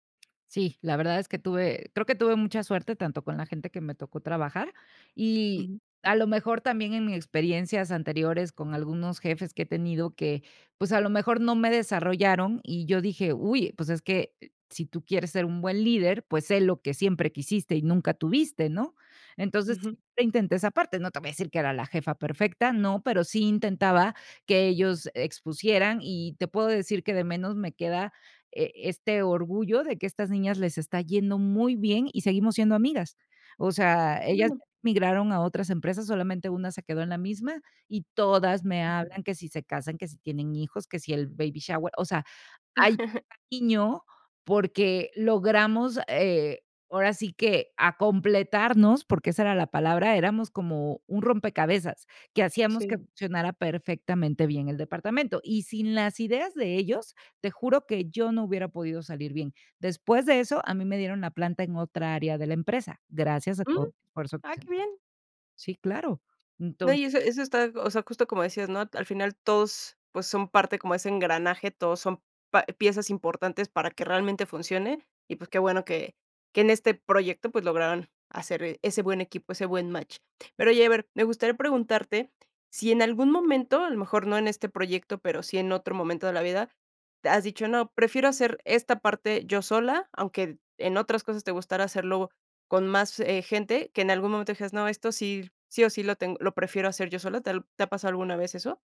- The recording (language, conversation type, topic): Spanish, podcast, ¿Te gusta más crear a solas o con más gente?
- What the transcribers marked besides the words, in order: tapping; other background noise; laugh